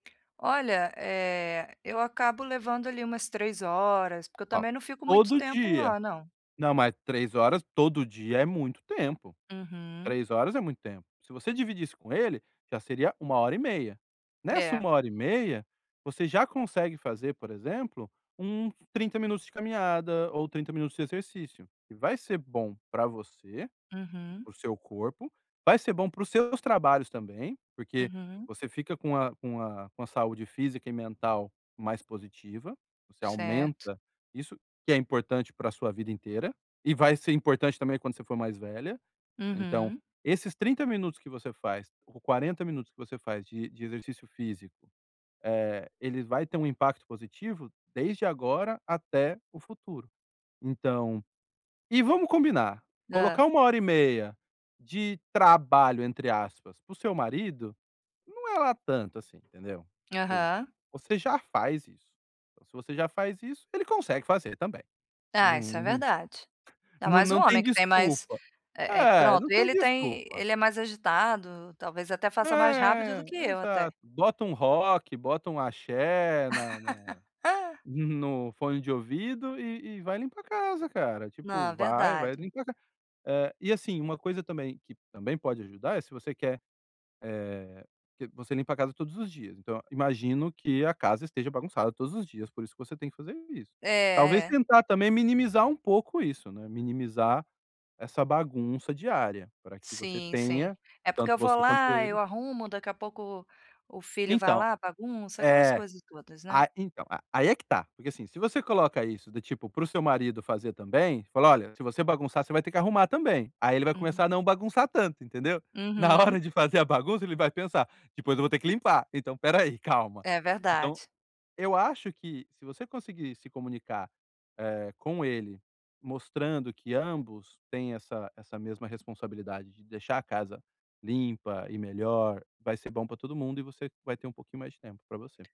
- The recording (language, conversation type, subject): Portuguese, advice, Como posso criar uma rotina de preparação para dormir melhor todas as noites?
- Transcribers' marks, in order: drawn out: "É"; laugh; laughing while speaking: "Na hora de fazer a bagunça"